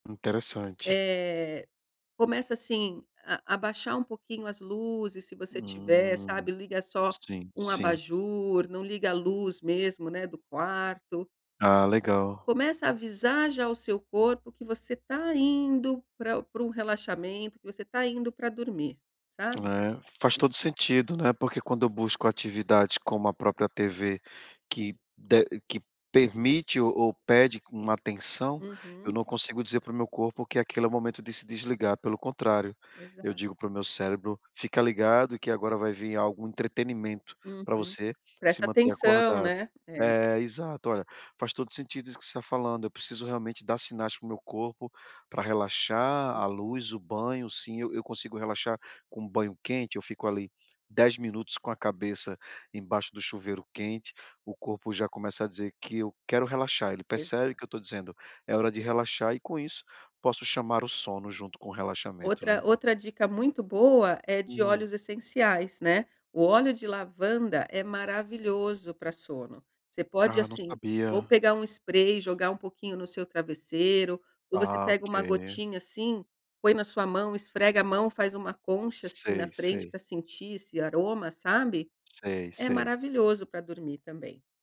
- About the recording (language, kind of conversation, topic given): Portuguese, advice, Como posso criar uma rotina de sono mais relaxante e consistente?
- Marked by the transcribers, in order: other background noise; tapping